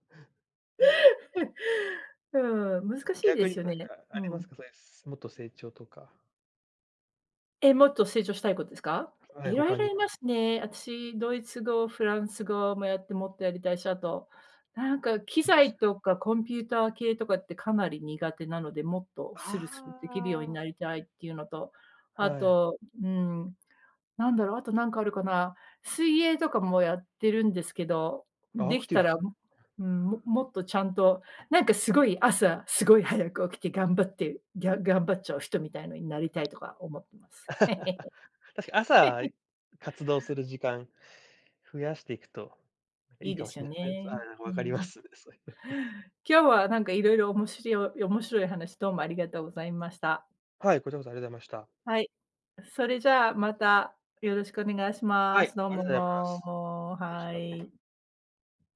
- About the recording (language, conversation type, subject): Japanese, unstructured, 最近、自分が成長したと感じたことは何ですか？
- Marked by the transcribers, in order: laugh; drawn out: "はあ"; tapping; laugh; laugh; laughing while speaking: "ああ、わかります、そういうの"; drawn out: "どうも"; other background noise